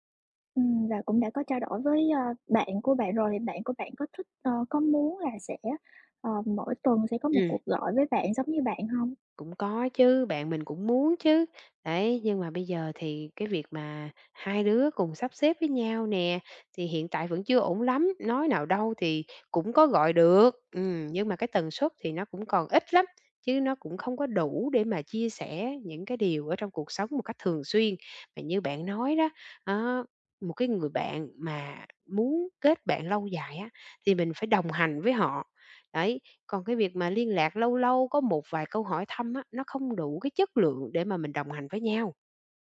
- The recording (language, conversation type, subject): Vietnamese, advice, Làm sao để giữ liên lạc với bạn bè lâu dài?
- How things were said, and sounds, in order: other background noise; tapping